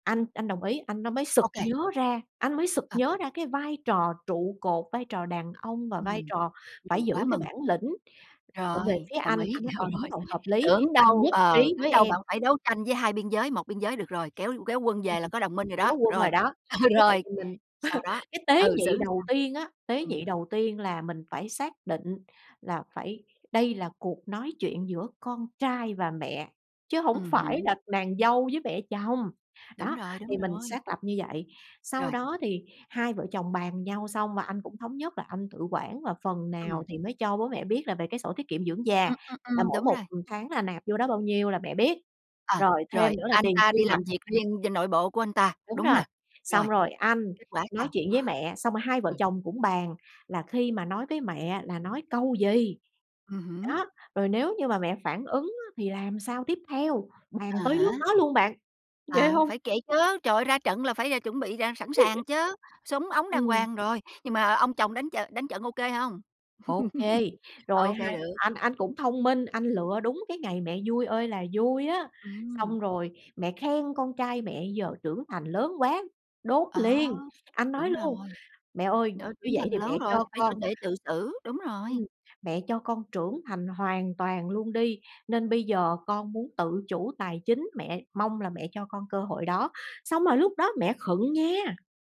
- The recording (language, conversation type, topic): Vietnamese, podcast, Làm thế nào để đặt ranh giới với người thân một cách tế nhị?
- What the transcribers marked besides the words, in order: laughing while speaking: "rồi, rồi"; unintelligible speech; laugh; laughing while speaking: "ờ, rồi"; "làm" said as "ừn"; tapping; laugh; laugh; other background noise